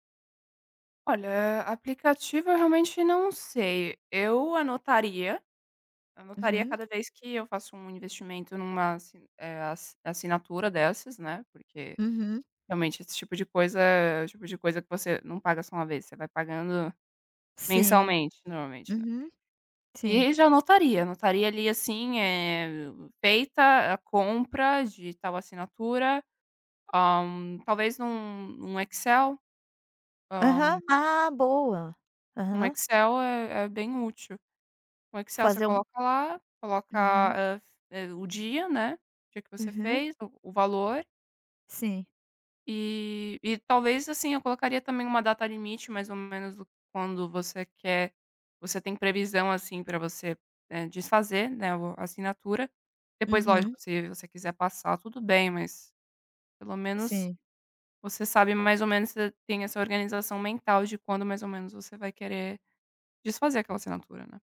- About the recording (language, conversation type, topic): Portuguese, advice, Como identificar assinaturas acumuladas que passam despercebidas no seu orçamento?
- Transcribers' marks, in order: tapping